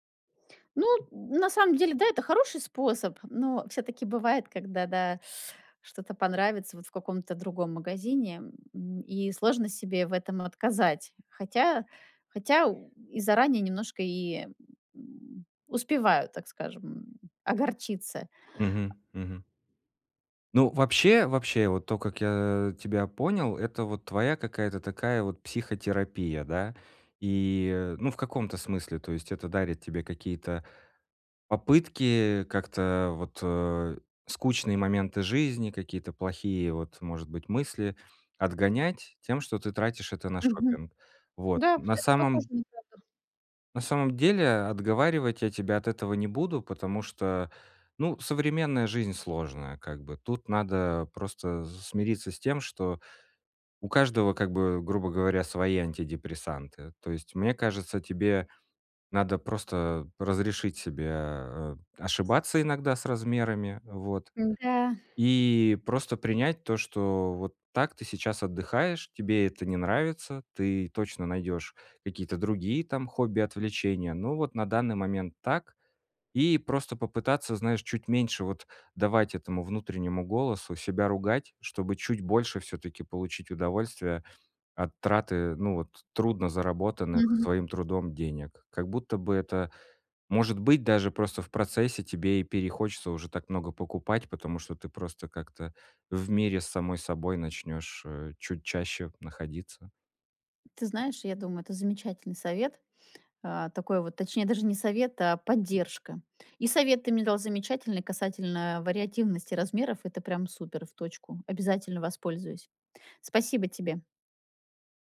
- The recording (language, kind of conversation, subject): Russian, advice, Как выбрать правильный размер и проверить качество одежды при покупке онлайн?
- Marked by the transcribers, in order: teeth sucking; grunt; tapping; other background noise; blowing